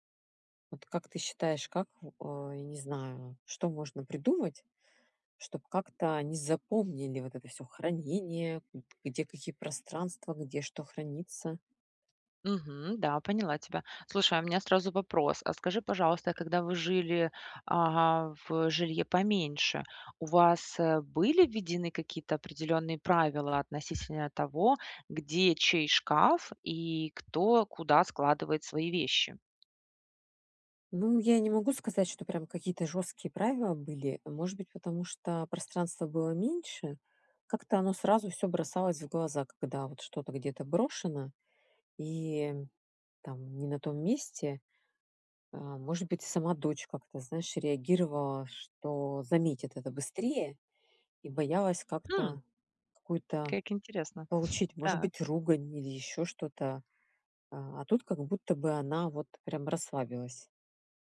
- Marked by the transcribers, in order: tapping; other background noise
- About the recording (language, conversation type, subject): Russian, advice, Как договориться о границах и правилах совместного пользования общей рабочей зоной?